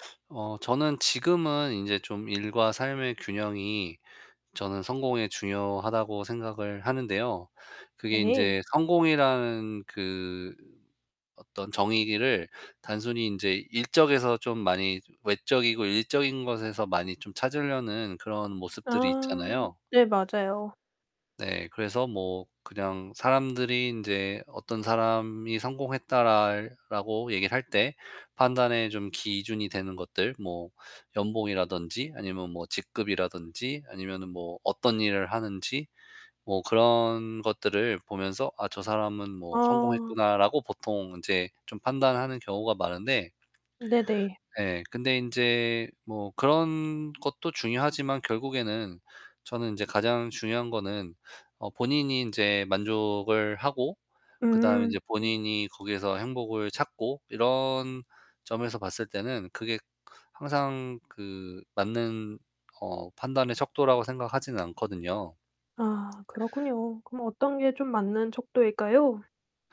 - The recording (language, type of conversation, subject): Korean, podcast, 일과 삶의 균형은 성공에 중요할까요?
- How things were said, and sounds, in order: other background noise; tapping